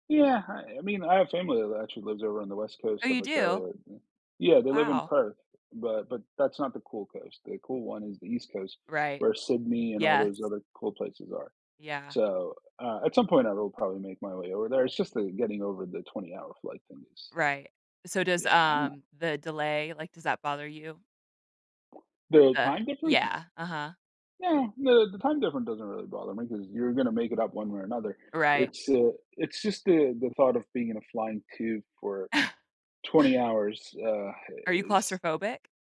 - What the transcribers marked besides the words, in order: other background noise; tapping; chuckle
- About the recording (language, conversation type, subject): English, unstructured, What makes a place feel special or memorable to you?
- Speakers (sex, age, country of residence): female, 35-39, United States; male, 35-39, United States